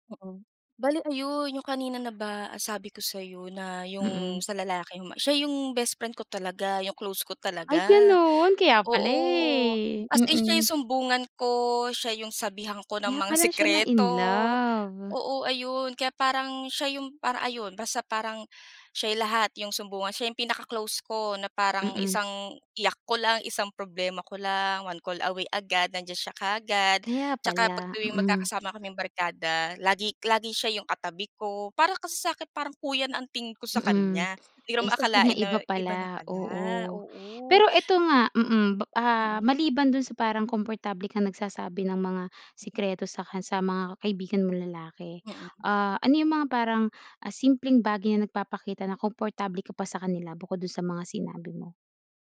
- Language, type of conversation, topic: Filipino, podcast, Paano mo malalaman kung nahanap mo na talaga ang tunay mong barkada?
- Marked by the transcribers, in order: background speech